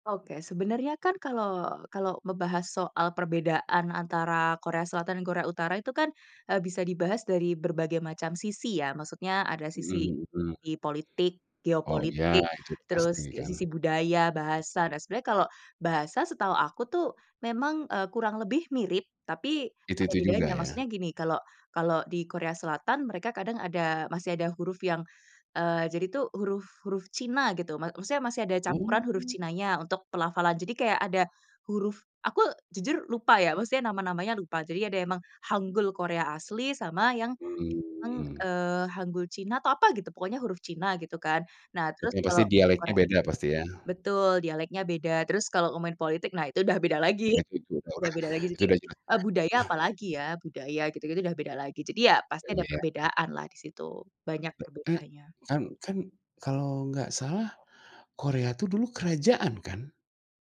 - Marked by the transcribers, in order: tapping; other background noise
- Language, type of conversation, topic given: Indonesian, podcast, Apa pengalaman belajar yang paling berkesan dalam hidupmu?